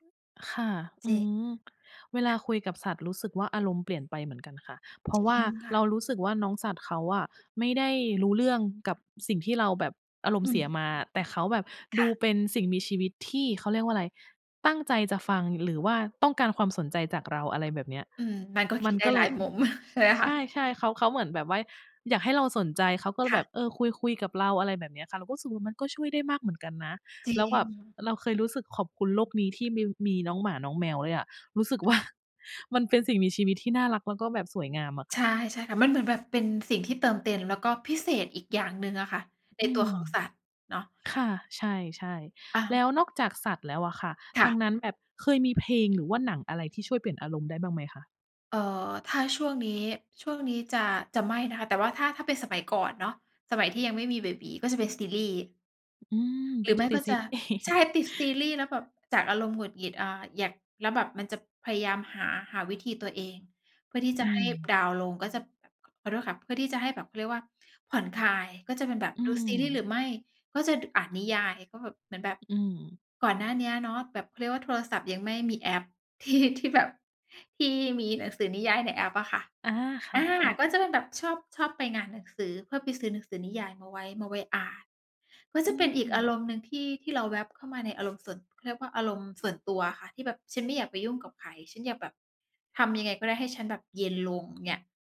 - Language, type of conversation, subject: Thai, unstructured, มีอะไรช่วยให้คุณรู้สึกดีขึ้นตอนอารมณ์ไม่ดีไหม?
- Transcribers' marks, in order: other background noise; tapping; chuckle; laughing while speaking: "ว่า"; laughing while speaking: "ซีรีส์"; laughing while speaking: "ที่"